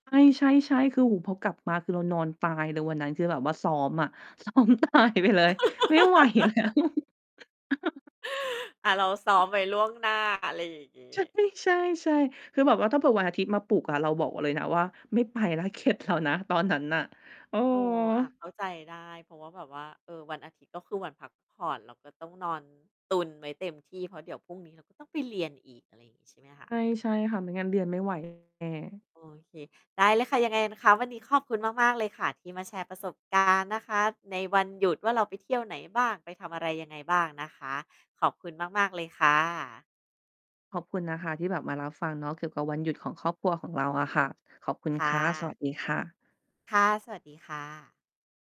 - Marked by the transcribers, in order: laugh; laughing while speaking: "ซ้อมตาย"; laughing while speaking: "แล้ว"; chuckle; other noise; distorted speech; laughing while speaking: "ใช่"
- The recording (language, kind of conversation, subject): Thai, podcast, วันหยุดสุดสัปดาห์ ครอบครัวคุณมักทำอะไรร่วมกัน?